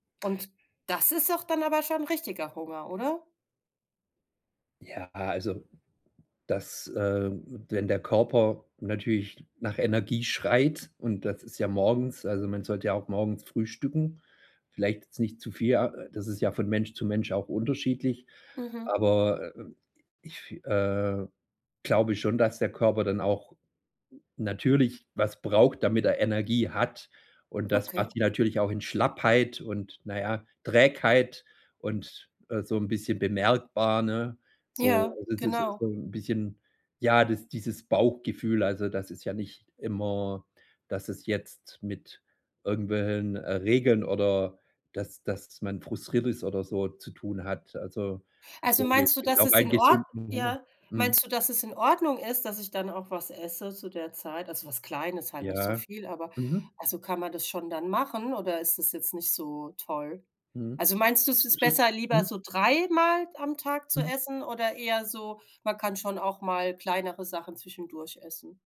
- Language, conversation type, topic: German, advice, Wie erkenne ich, ob ich emotionalen oder körperlichen Hunger habe?
- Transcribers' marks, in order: none